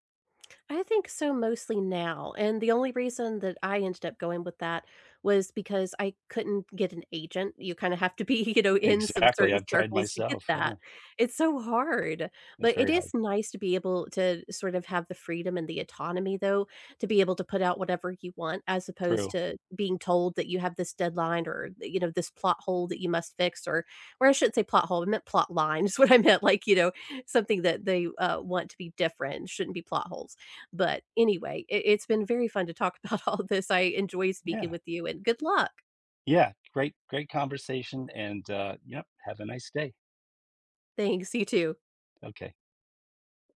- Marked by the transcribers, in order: laughing while speaking: "be"; other background noise; tapping; laughing while speaking: "is what I meant, like"; laughing while speaking: "about all this"
- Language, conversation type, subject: English, unstructured, What dreams do you want to fulfill in the next five years?